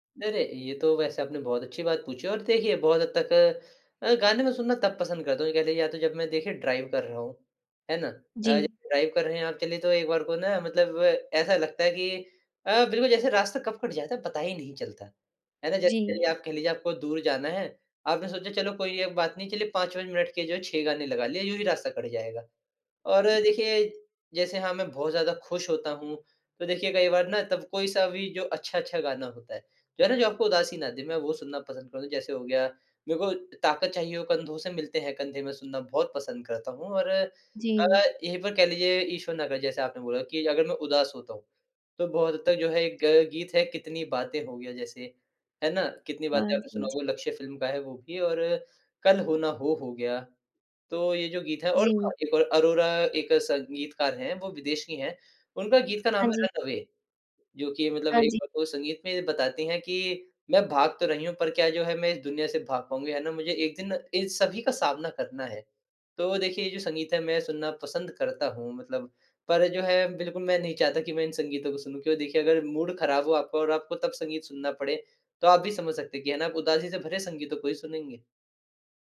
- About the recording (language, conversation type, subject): Hindi, podcast, कौन-सा गाना आपको किसी की याद दिलाता है?
- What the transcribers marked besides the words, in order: in English: "ड्राइव"; in English: "ड्राइव"; in English: "मूड"